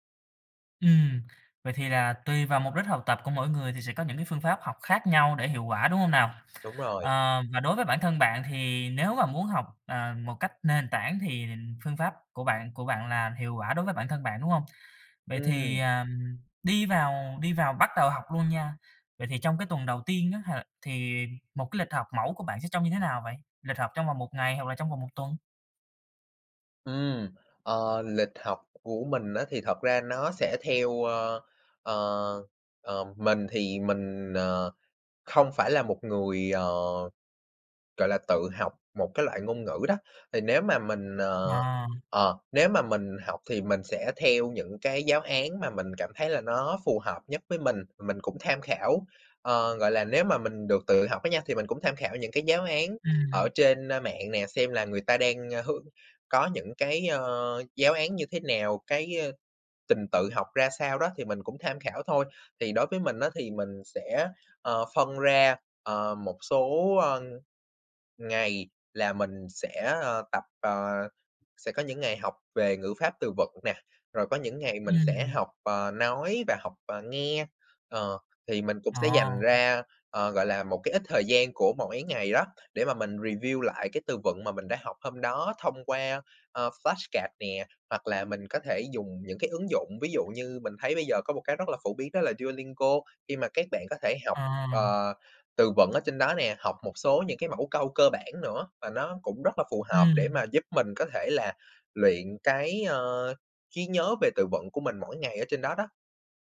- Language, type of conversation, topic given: Vietnamese, podcast, Làm thế nào để học một ngoại ngữ hiệu quả?
- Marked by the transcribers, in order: tapping; in English: "review"; in English: "flashcard"; other background noise